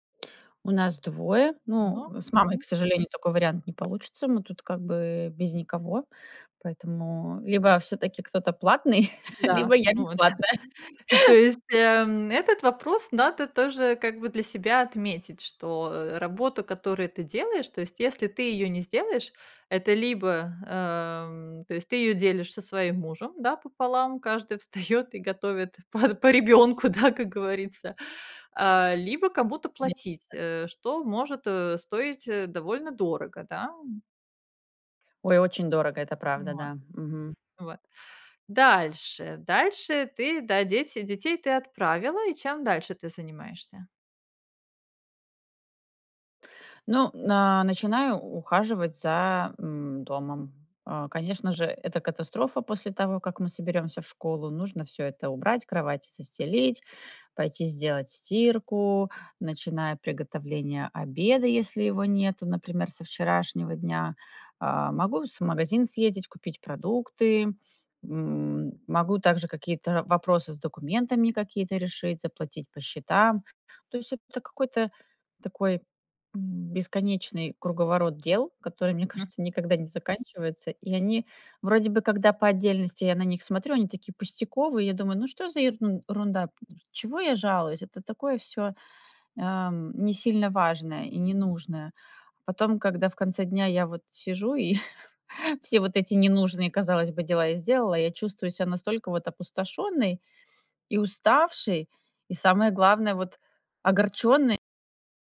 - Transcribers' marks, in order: tapping; laughing while speaking: "платный, либо я - бесплатная"; laugh; chuckle; laughing while speaking: "встаёт"; laughing while speaking: "по по ребёнку, да"; unintelligible speech; other background noise; "ерунда" said as "ерун-рунда"; laugh
- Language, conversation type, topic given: Russian, advice, Как перестать ссориться с партнёром из-за распределения денег?